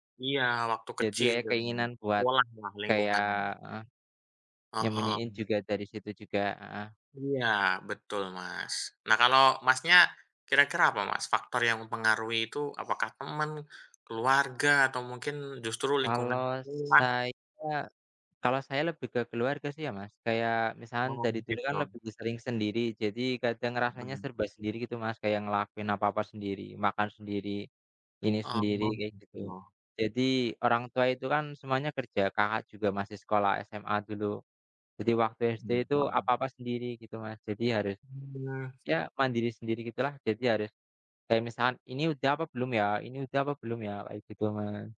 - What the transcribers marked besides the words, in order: other background noise; unintelligible speech
- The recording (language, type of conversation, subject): Indonesian, unstructured, Pernahkah kamu merasa perlu menyembunyikan sisi tertentu dari dirimu, dan mengapa?